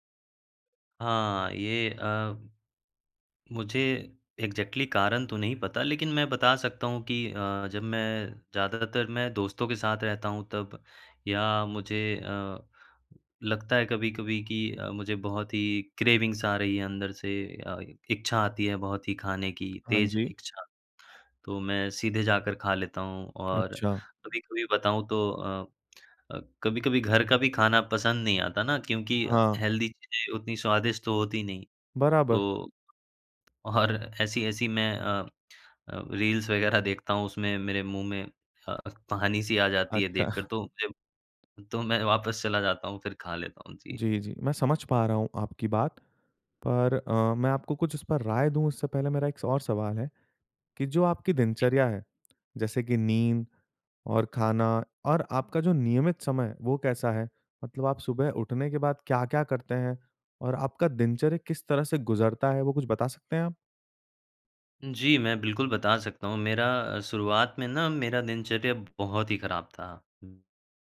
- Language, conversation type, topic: Hindi, advice, आपकी खाने की तीव्र इच्छा और बीच-बीच में खाए जाने वाले नाश्तों पर आपका नियंत्रण क्यों छूट जाता है?
- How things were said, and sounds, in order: in English: "एक्ज़ेक्टली"; in English: "क्रेविंग्स"; in English: "हेल्दी"; laughing while speaking: "और"